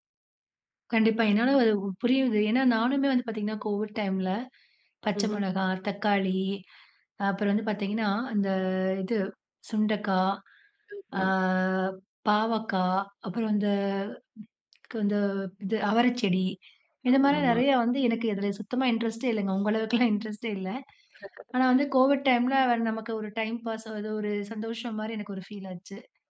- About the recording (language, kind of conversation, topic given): Tamil, podcast, சிறிய உணவுத் தோட்டம் நமது வாழ்க்கையை எப்படிப் மாற்றும்?
- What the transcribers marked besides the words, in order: other background noise; unintelligible speech; laugh